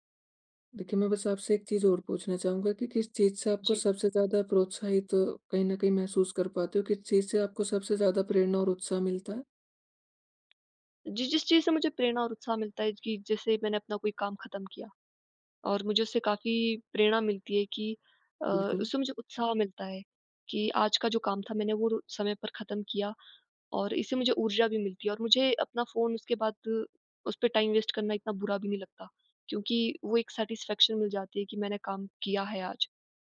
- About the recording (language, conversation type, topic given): Hindi, advice, मैं नकारात्मक आदतों को बेहतर विकल्पों से कैसे बदल सकता/सकती हूँ?
- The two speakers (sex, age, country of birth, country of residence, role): female, 20-24, India, India, user; male, 20-24, India, India, advisor
- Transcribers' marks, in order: tapping; in English: "टाइम वेस्ट"; in English: "सैटिस्फैक्शन"